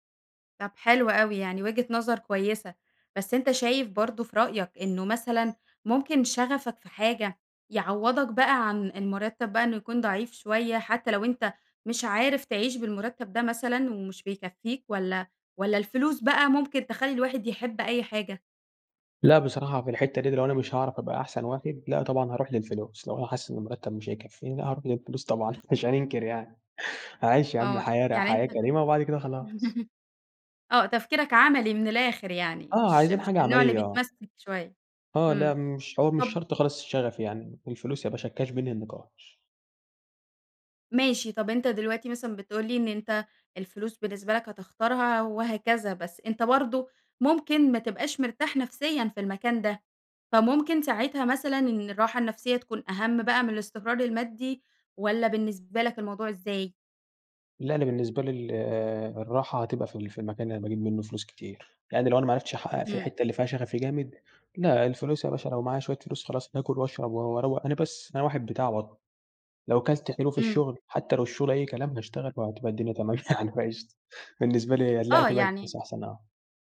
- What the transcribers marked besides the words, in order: laughing while speaking: "طبعًا مش هاننكر يعني"; laugh; in English: "الcash"; laughing while speaking: "تمام يعني"
- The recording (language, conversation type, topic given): Arabic, podcast, إزاي تختار بين شغفك وبين مرتب أعلى؟